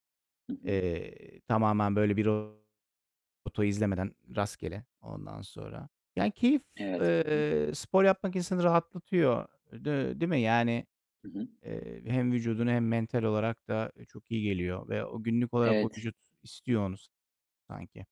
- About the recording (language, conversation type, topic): Turkish, unstructured, Düzenli spor yapmanın günlük hayat üzerindeki etkileri nelerdir?
- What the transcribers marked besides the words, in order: distorted speech; other background noise